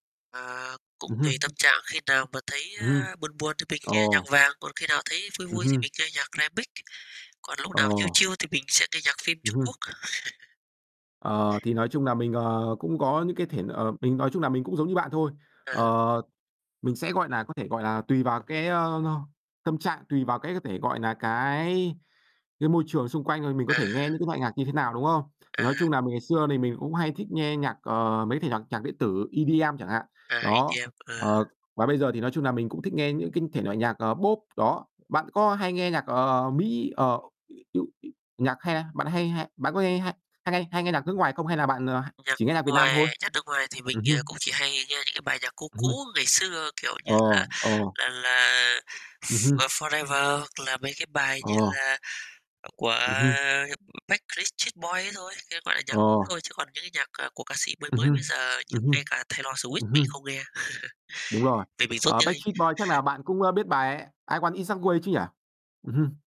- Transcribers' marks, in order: other background noise; in English: "chill chill"; chuckle; tapping; unintelligible speech; chuckle
- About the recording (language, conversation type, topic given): Vietnamese, unstructured, Bạn nghĩ vai trò của âm nhạc trong cuộc sống hằng ngày là gì?
- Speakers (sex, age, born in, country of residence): male, 20-24, Vietnam, Vietnam; male, 35-39, Vietnam, Vietnam